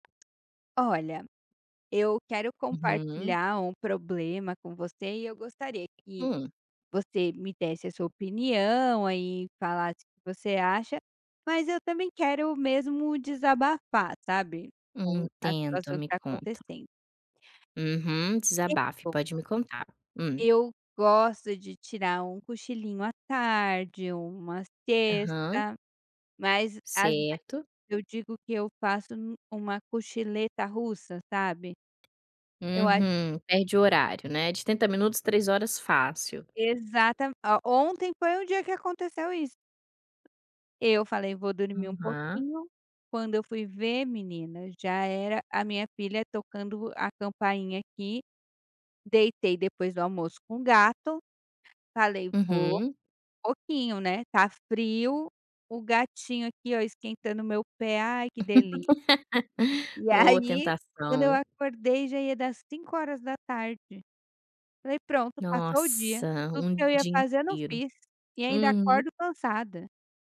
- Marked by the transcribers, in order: tapping; in Spanish: "siesta"; other background noise; laugh; laughing while speaking: "E aí"
- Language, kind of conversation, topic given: Portuguese, advice, Por que me sinto mais cansado depois de cochilar durante o dia?